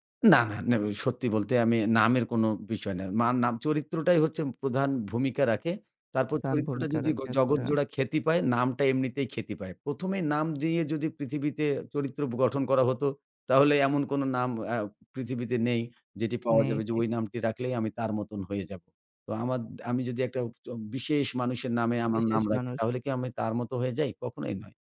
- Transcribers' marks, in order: none
- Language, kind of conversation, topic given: Bengali, podcast, চরিত্র তৈরি করার সময় প্রথম পদক্ষেপ কী?